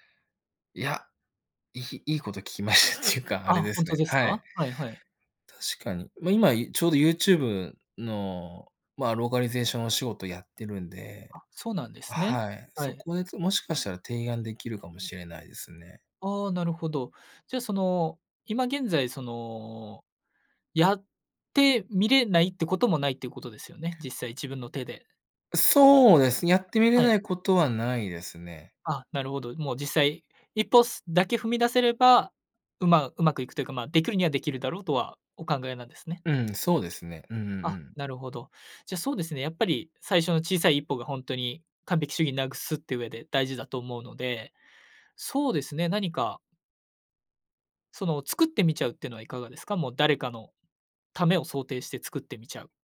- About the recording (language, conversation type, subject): Japanese, advice, 失敗が怖くて完璧を求めすぎてしまい、行動できないのはどうすれば改善できますか？
- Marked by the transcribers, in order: laughing while speaking: "聞きましたっていうか"; other background noise